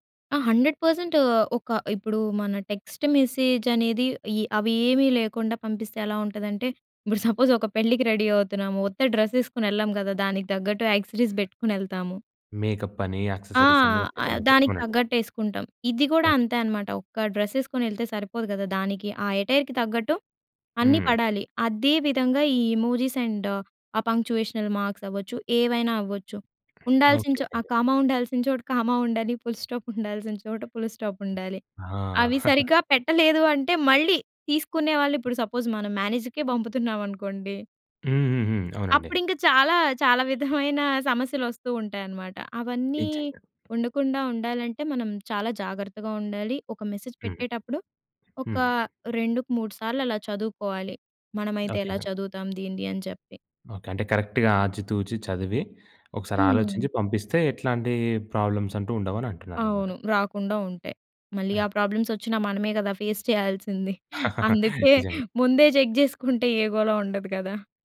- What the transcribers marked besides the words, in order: in English: "హండ్రెడ్ పర్సెంట్"; in English: "టెక్స్ట్ మెసేజ్"; in English: "సపోజ్"; in English: "డ్రెస్"; in English: "ఆక్సెసరీస్"; in English: "మేకప్"; in English: "ఆక్సెసరీస్"; unintelligible speech; in English: "డ్రెస్"; in English: "ఎటైర్‌కి"; in English: "ఎమోజీస్ అండ్"; in English: "పంక్చుయేషనల్ మార్క్స్"; other background noise; in English: "కామా"; in English: "కామా"; in English: "ఫుల్ స్టాప్"; chuckle; in English: "ఫుల్ స్టాప్"; giggle; in English: "సపోజ్"; in English: "మేనేజర్‍కే"; giggle; in English: "మెసేజ్"; tapping; in English: "కరెక్ట్‌గా"; in English: "ప్రాబ్లమ్స్"; other noise; in English: "ప్రాబ్లమ్స్"; in English: "ఫేస్"; chuckle; in English: "చెక్"
- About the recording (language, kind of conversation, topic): Telugu, podcast, ఆన్‌లైన్ సందేశాల్లో గౌరవంగా, స్పష్టంగా మరియు ధైర్యంగా ఎలా మాట్లాడాలి?